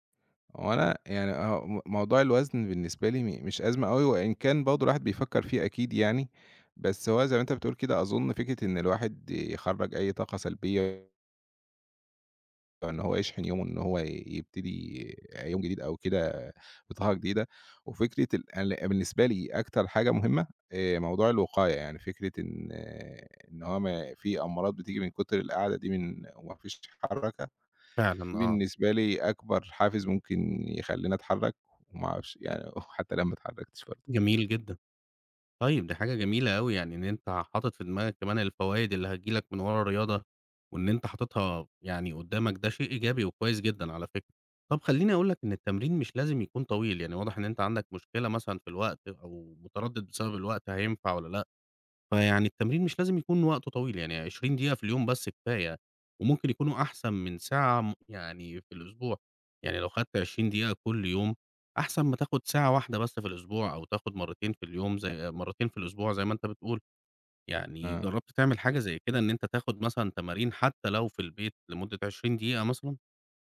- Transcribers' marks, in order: none
- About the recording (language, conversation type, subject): Arabic, advice, إزاي أوازن بين الشغل وألاقي وقت للتمارين؟